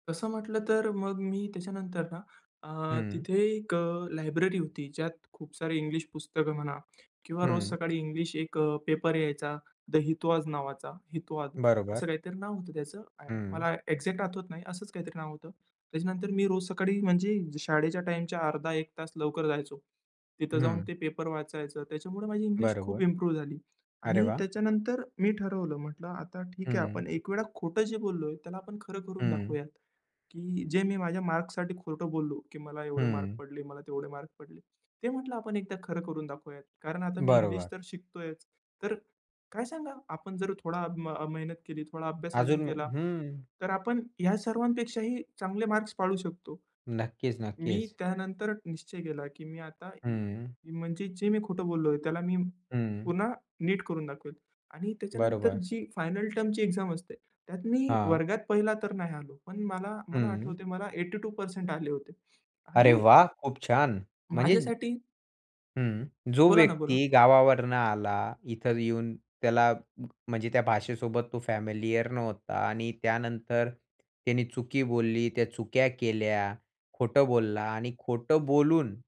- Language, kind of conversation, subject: Marathi, podcast, तुम्ही कधी स्वतःच्या चुका मान्य करून पुन्हा नव्याने सुरुवात केली आहे का?
- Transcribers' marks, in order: other noise; in English: "एक्झॅक्ट"; in English: "इम्प्रूव्ह"; in English: "फायनल टर्मची एक्झाम"; tapping; other background noise; in English: "ऐटी टू पर्सेंट"; in English: "फॅमिलियर"; "चुका" said as "चुक्या"